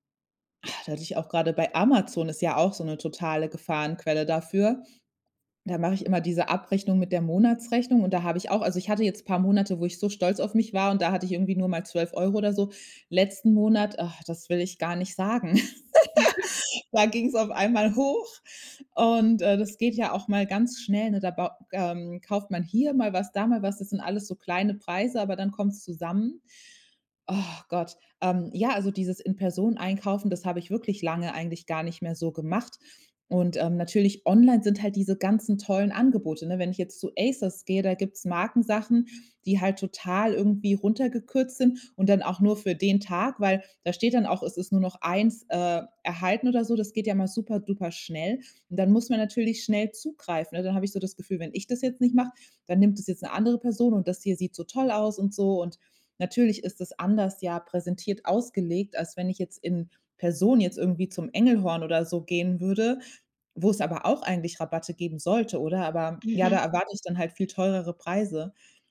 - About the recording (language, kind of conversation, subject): German, advice, Wie kann ich es schaffen, konsequent Geld zu sparen und mein Budget einzuhalten?
- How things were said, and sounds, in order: sigh; laugh; sigh